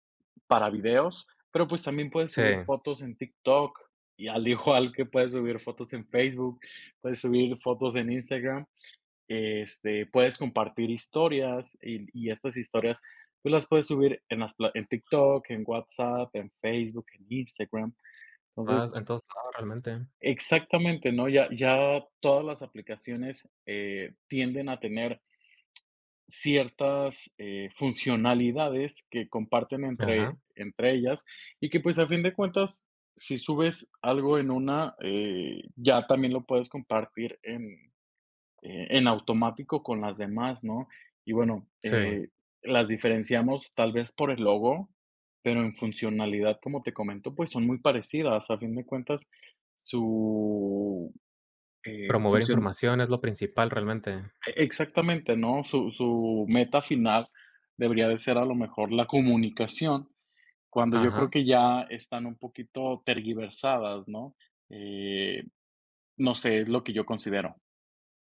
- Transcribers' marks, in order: other background noise; unintelligible speech; tapping; drawn out: "su"; "tergiversadas" said as "terguiversadas"
- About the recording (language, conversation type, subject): Spanish, podcast, ¿Qué te gusta y qué no te gusta de las redes sociales?